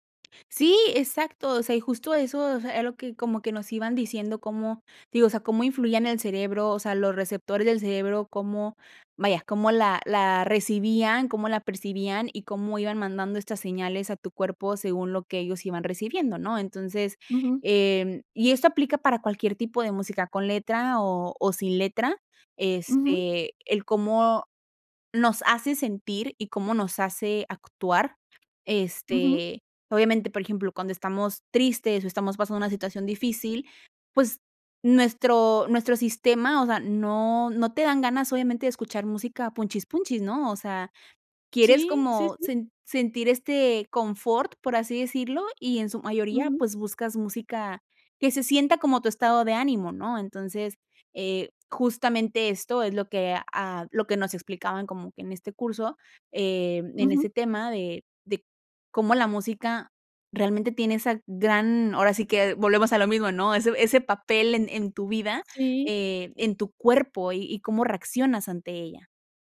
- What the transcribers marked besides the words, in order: tapping; other background noise
- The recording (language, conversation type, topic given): Spanish, podcast, ¿Qué papel juega la música en tu vida para ayudarte a desconectarte del día a día?